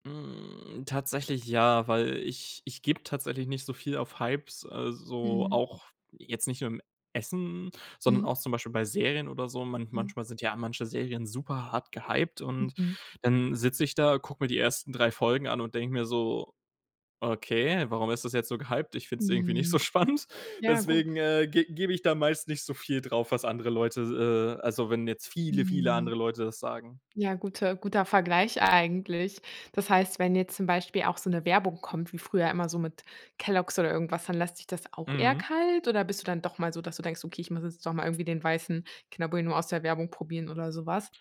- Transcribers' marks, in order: drawn out: "Hm"; laughing while speaking: "so spannend"; stressed: "viele, viele"
- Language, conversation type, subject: German, podcast, Wie gehst du vor, wenn du neue Gerichte probierst?